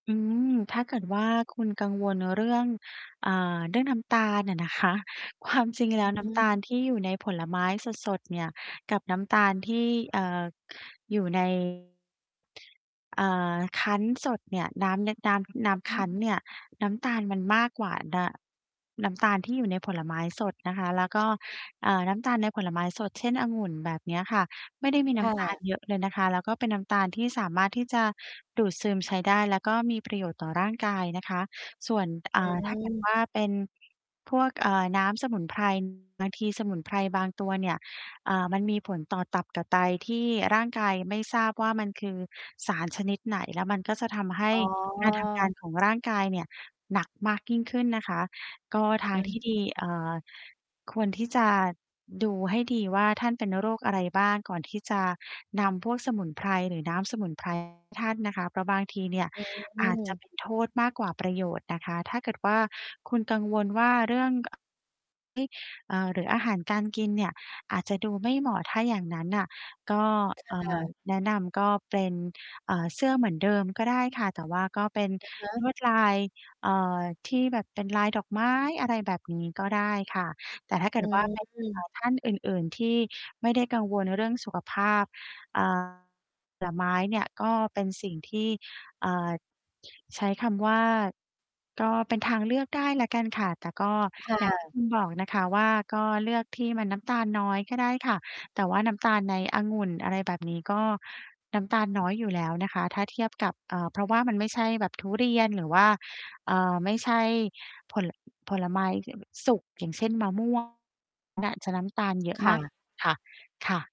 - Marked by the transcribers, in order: other background noise; distorted speech; static
- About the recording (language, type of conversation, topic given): Thai, advice, ฉันจะจัดงบซื้อของอย่างมีประสิทธิภาพได้อย่างไร?